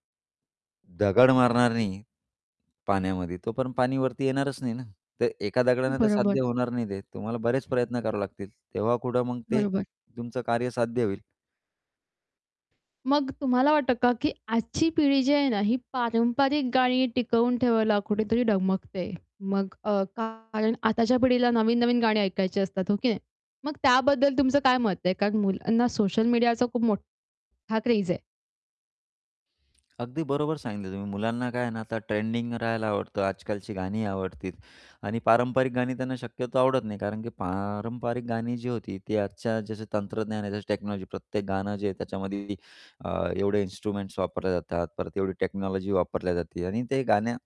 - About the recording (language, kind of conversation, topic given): Marathi, podcast, कुटुंबात गायली जाणारी गाणी ऐकली की तुम्हाला काय आठवतं?
- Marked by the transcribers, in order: distorted speech; other background noise; in English: "टेक्नॉलॉजी"; in English: "टेक्नॉलॉजी"